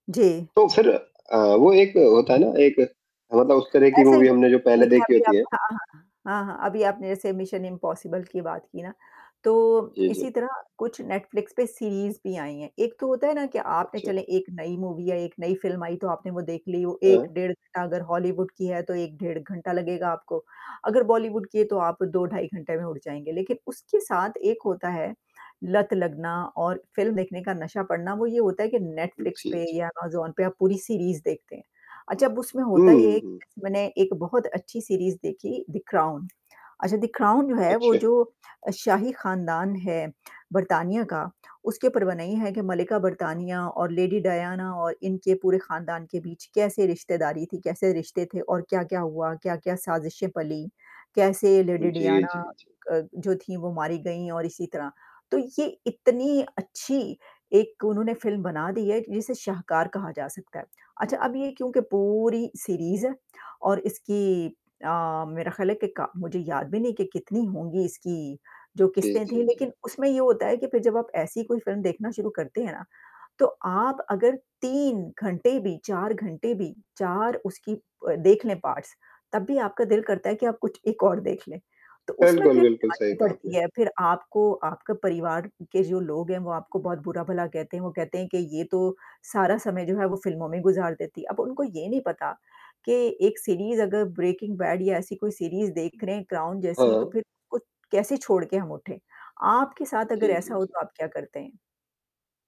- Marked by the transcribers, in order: static; in English: "मूवी"; distorted speech; tapping; in English: "पार्ट्स"
- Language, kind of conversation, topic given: Hindi, unstructured, क्या कभी आपके शौक में कोई बाधा आई है, और आपने उसे कैसे संभाला?
- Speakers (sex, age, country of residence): female, 50-54, United States; male, 35-39, India